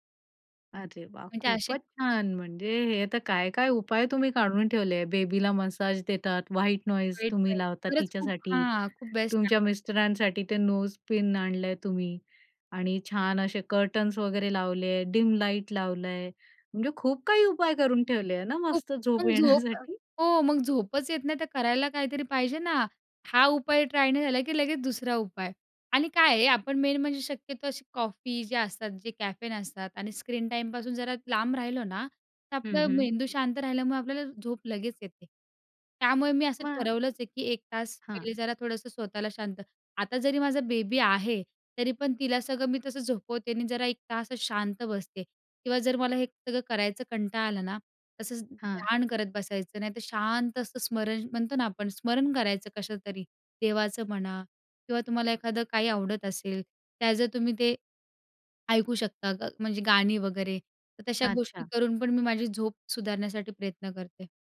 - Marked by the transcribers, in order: "असे" said as "अशे"; other noise; in English: "व्हाईट नॉईज"; tapping; in English: "नोज"; in English: "कर्टन्स"; laughing while speaking: "येण्यासाठी?"; in English: "मेन"
- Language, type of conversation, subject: Marathi, podcast, झोप सुधारण्यासाठी तुम्ही काय करता?